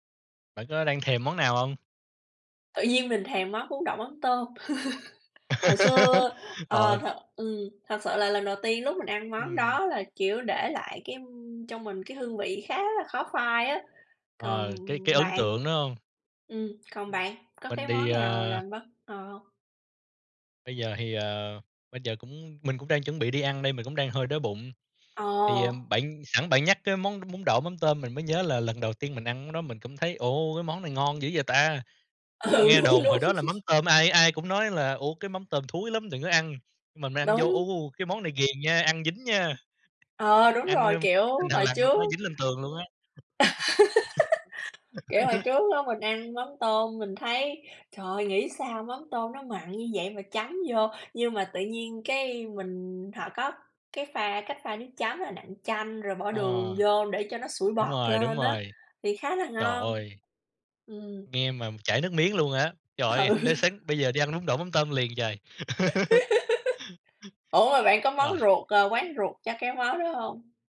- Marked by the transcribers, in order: laugh; tapping; laughing while speaking: "Ừ, đúng"; laugh; laugh; other background noise; laugh; laughing while speaking: "Ừ"; laugh; laugh
- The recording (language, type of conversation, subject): Vietnamese, unstructured, Bạn đã từng bất ngờ về hương vị của món ăn nào chưa?
- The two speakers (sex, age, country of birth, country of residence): female, 35-39, Vietnam, United States; male, 30-34, Vietnam, Vietnam